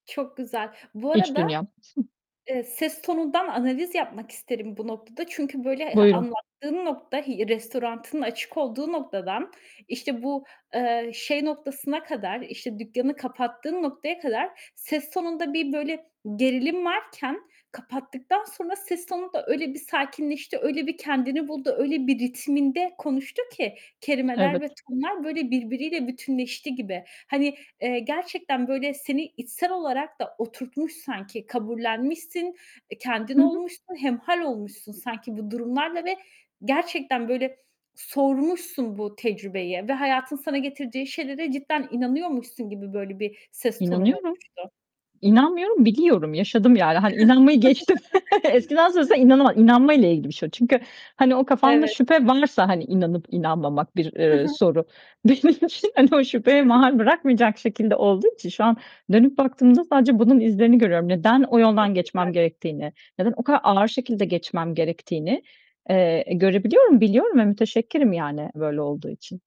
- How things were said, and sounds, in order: tapping; other background noise; chuckle; distorted speech; "restoranının" said as "restorantının"; chuckle; unintelligible speech; chuckle; laughing while speaking: "Benim için hani"; chuckle
- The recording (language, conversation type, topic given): Turkish, podcast, Yaşadığın kayıp, zamanla nasıl bir fırsata dönüştü?